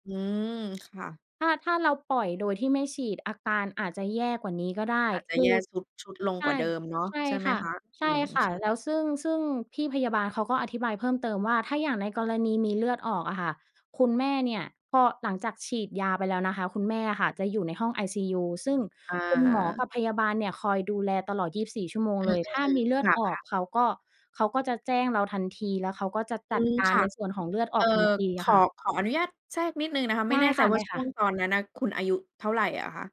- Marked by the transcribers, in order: none
- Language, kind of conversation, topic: Thai, podcast, เล่าช่วงเวลาที่คุณต้องตัดสินใจยากที่สุดในชีวิตให้ฟังได้ไหม?